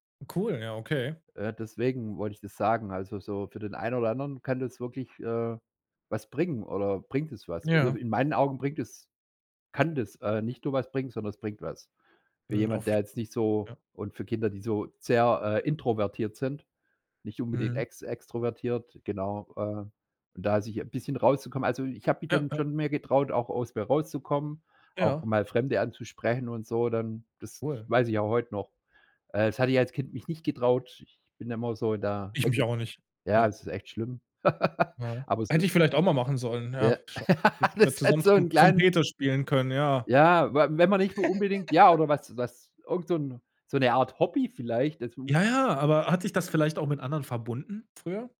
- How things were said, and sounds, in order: giggle; giggle; laugh
- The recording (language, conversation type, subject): German, podcast, Welche Erlebnisse aus der Kindheit prägen deine Kreativität?